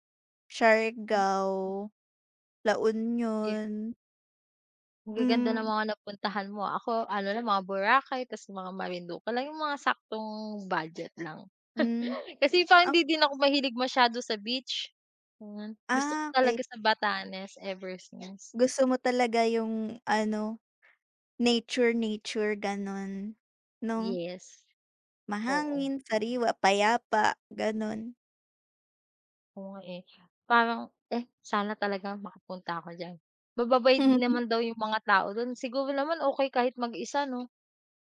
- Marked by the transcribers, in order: tapping; other background noise; chuckle; chuckle
- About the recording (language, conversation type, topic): Filipino, unstructured, Paano nakaaapekto ang heograpiya ng Batanes sa pamumuhay ng mga tao roon?